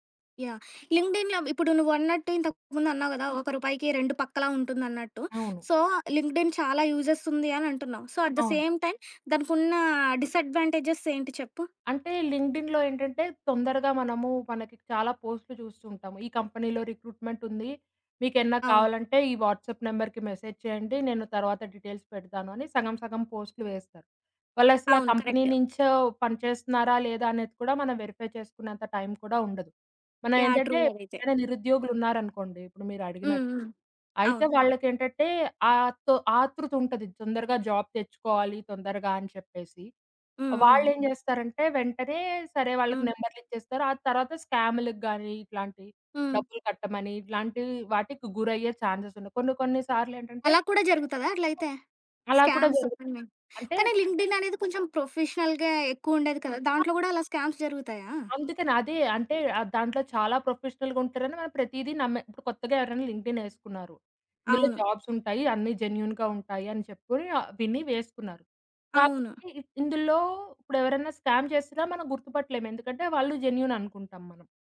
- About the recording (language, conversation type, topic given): Telugu, podcast, రిక్రూటర్లు ఉద్యోగాల కోసం అభ్యర్థుల సామాజిక మాధ్యమ ప్రొఫైల్‌లను పరిశీలిస్తారనే భావనపై మీ అభిప్రాయం ఏమిటి?
- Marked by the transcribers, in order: in English: "లింక్డ్ఇన్‌లో"; in English: "సో లింక్డ్ఇన్"; in English: "యూజెస్"; in English: "సో ఎట్ ది సేమ్ టైమ్"; in English: "డిసెడ్వాంటేజెస్"; in English: "లింక్డ్ఇన్‌లో"; in English: "కంపెనీలో రిక్రూట్‌మెంట్"; in English: "వాట్సాప్ నెంబర్‌కి మెసేజ్"; in English: "డీటెయిల్స్"; in English: "కరెక్ట్"; other background noise; in English: "కంపెనీ"; in English: "వెరిఫై"; in English: "ట్రూ"; in English: "జాబ్"; in English: "చాన్సెస్"; in English: "స్కామ్స్"; in English: "లింక్డ్ఇన్"; in English: "ప్రొఫెషనల్‌గా"; in English: "స్కామ్స్"; in English: "ప్రొఫెషనల్‌గా"; in English: "లింక్డ్ఇన్"; in English: "జెన్యూన్‌గా"; in English: "స్కామ్"; in English: "జెన్యూన్"